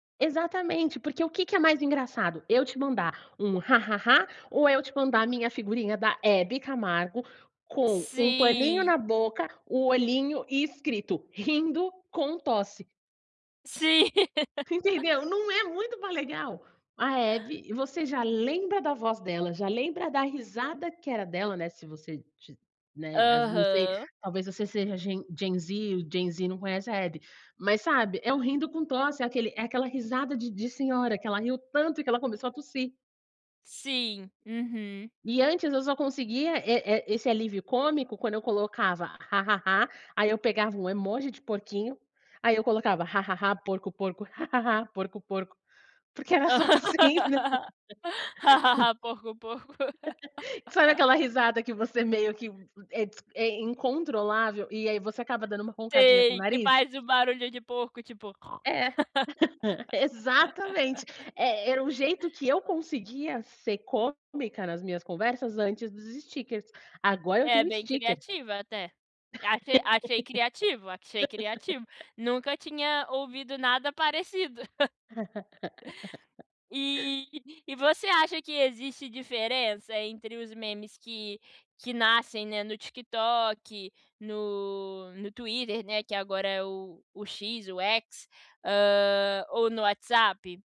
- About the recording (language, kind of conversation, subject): Portuguese, podcast, O que faz um meme atravessar diferentes redes sociais e virar referência cultural?
- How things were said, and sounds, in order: drawn out: "Sim"; laugh; in English: "gen Z"; in English: "gen Z"; laugh; laughing while speaking: "porque era só assim, né"; laugh; tapping; laugh; other noise; laugh; in English: "stikers"; in English: "stiker"; laugh; other background noise; laugh; in English: "X"